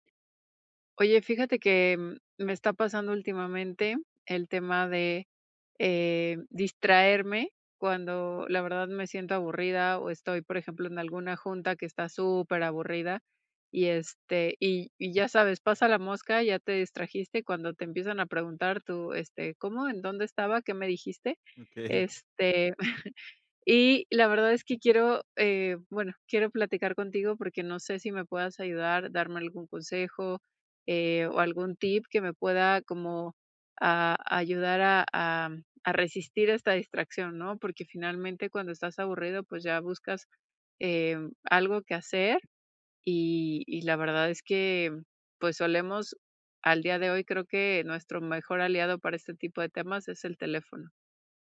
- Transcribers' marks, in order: laughing while speaking: "Okey"; chuckle
- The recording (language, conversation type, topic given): Spanish, advice, ¿Cómo puedo evitar distraerme cuando me aburro y así concentrarme mejor?